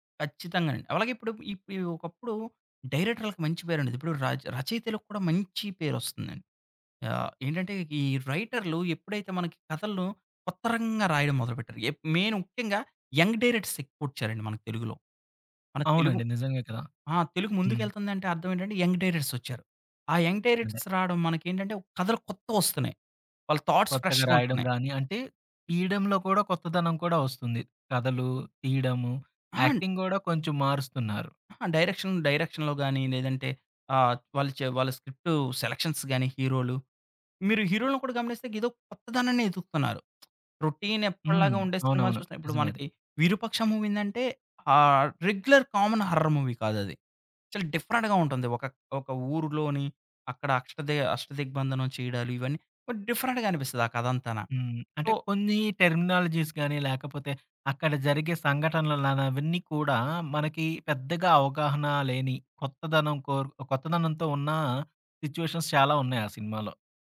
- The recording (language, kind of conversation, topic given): Telugu, podcast, సిరీస్‌లను వరుసగా ఎక్కువ ఎపిసోడ్‌లు చూడడం వల్ల కథనాలు ఎలా మారుతున్నాయని మీరు భావిస్తున్నారు?
- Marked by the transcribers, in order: in English: "మెయిన్"; in English: "యంగ్ డైరెక్టర్స్"; in English: "యంగ్ డైరెక్ట్స్"; in English: "యంగ్ డైరెక్టర్స్"; in English: "థాట్స్ ఫ్రెష్‌గా"; in English: "యాక్టింగ్"; in English: "డైరెక్షన్ డైరెక్షన్‌లో"; in English: "స్క్రిప్ట్ సెలక్షన్స్"; lip smack; in English: "రొటీన్"; in English: "మూవీ"; other background noise; in English: "రెగ్యులర్ కామన్ హర్రర్ మూవీ"; in English: "డిఫరెంట్‌గా"; in English: "డిఫరెంట్‌గా"; in English: "టెర్మినాలజీస్"; in English: "సిట్యుయేషన్స్"